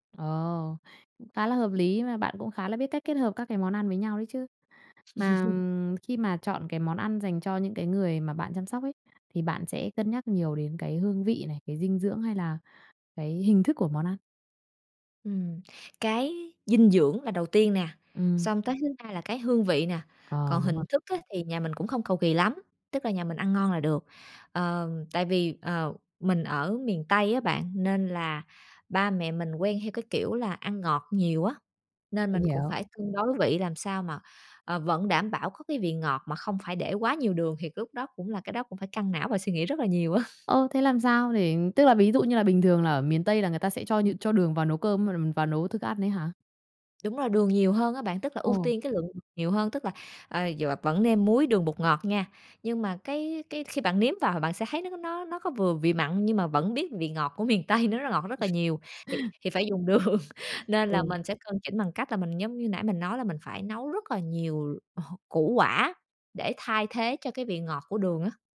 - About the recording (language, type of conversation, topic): Vietnamese, podcast, Bạn thường nấu món gì khi muốn chăm sóc ai đó bằng một bữa ăn?
- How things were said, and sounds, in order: other background noise; tapping; laugh; laughing while speaking: "á"; laughing while speaking: "Tây"; laugh; laughing while speaking: "đường"